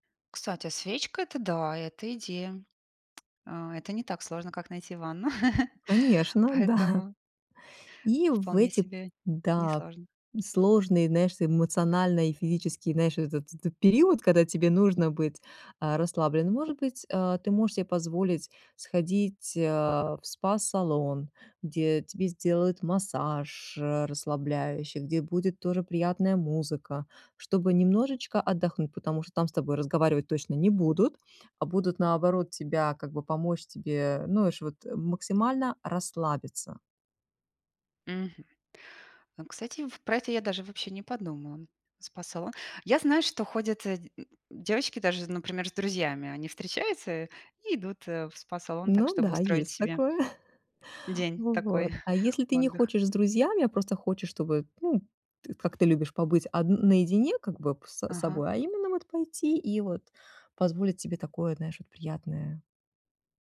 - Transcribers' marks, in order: tapping; chuckle; laughing while speaking: "да"; chuckle
- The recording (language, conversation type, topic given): Russian, advice, Как справляться с усталостью и перегрузкой во время праздников